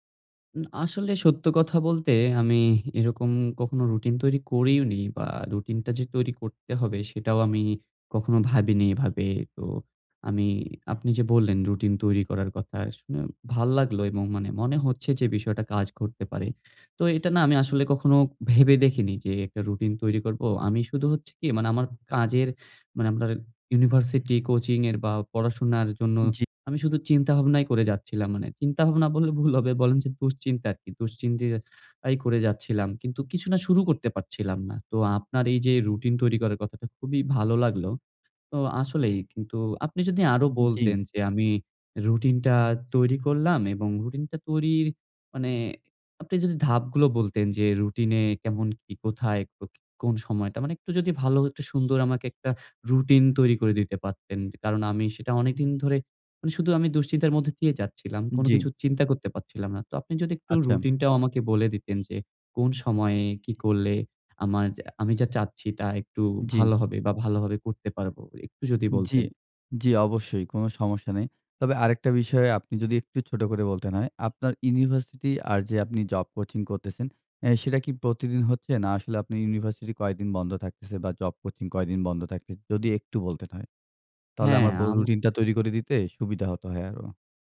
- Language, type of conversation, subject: Bengali, advice, কেন আপনি প্রতিদিন একটি স্থির রুটিন তৈরি করে তা মেনে চলতে পারছেন না?
- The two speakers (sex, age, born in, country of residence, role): male, 20-24, Bangladesh, Bangladesh, user; male, 25-29, Bangladesh, Bangladesh, advisor
- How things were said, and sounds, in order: other background noise; "আপনার" said as "আমনার"; laughing while speaking: "চিন্তাভাবনা বললে ভুল"; horn; "আচ্ছা" said as "আচ্ছাম"